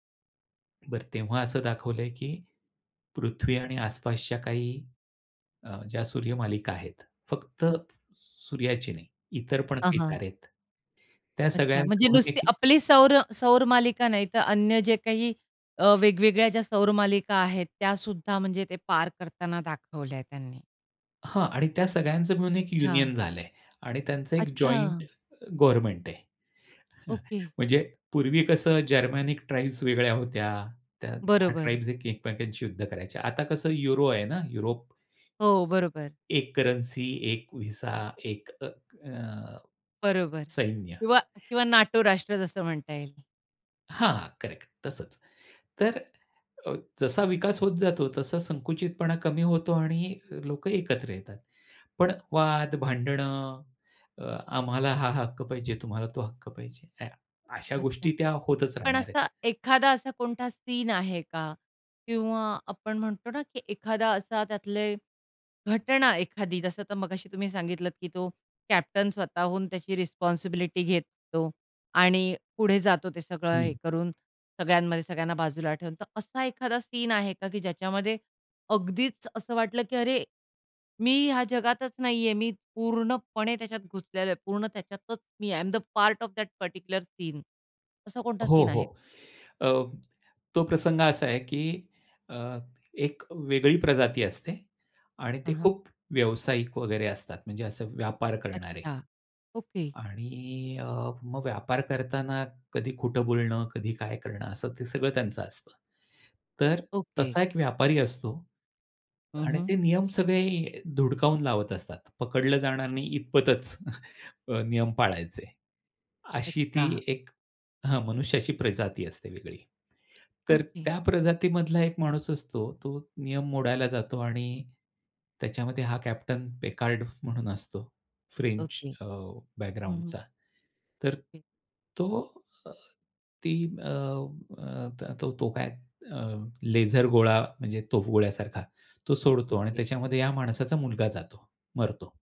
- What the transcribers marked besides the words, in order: tapping; other background noise; chuckle; other noise; in English: "रिस्पॉन्सिबिलिटी"; in English: "आय आई एम द पार्ट ऑफ दॅट पार्टिक्युलर"; chuckle
- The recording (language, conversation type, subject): Marathi, podcast, कोणत्या प्रकारचे चित्रपट किंवा मालिका पाहिल्यावर तुम्हाला असा अनुभव येतो की तुम्ही अक्खं जग विसरून जाता?